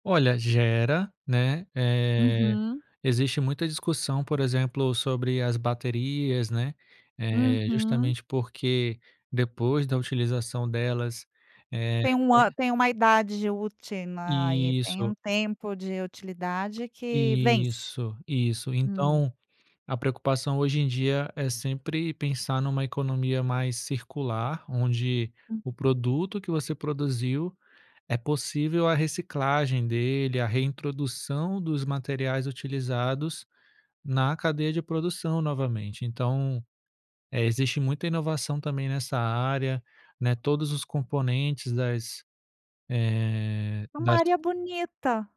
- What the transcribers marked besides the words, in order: tapping
- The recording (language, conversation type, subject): Portuguese, podcast, Como a tecnologia mudou seu jeito de estudar?